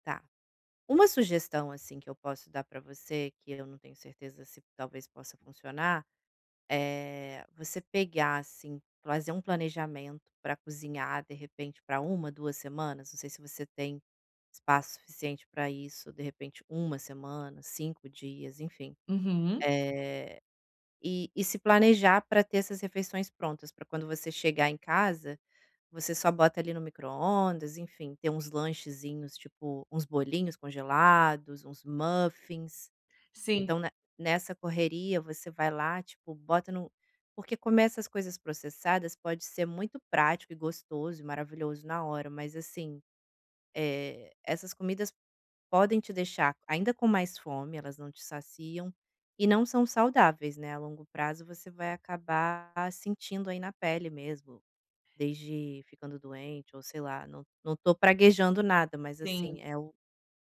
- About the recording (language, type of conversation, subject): Portuguese, advice, Como resistir à tentação de comer alimentos prontos e rápidos quando estou cansado?
- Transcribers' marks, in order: none